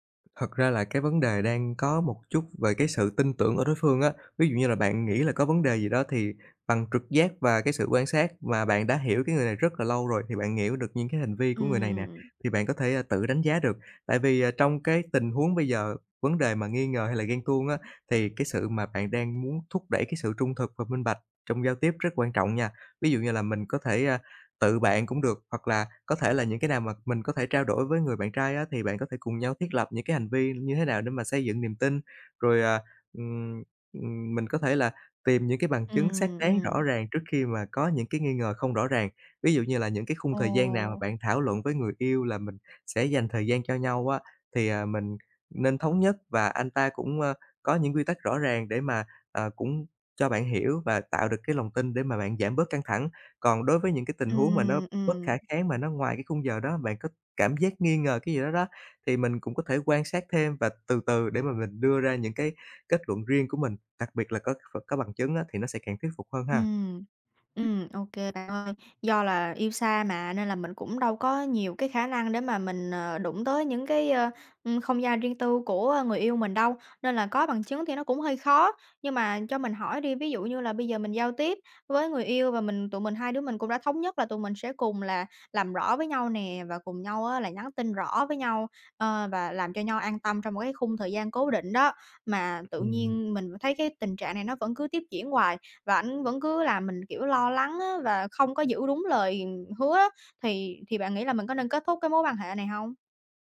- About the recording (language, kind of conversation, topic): Vietnamese, advice, Làm sao đối diện với cảm giác nghi ngờ hoặc ghen tuông khi chưa có bằng chứng rõ ràng?
- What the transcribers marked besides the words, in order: tapping; other background noise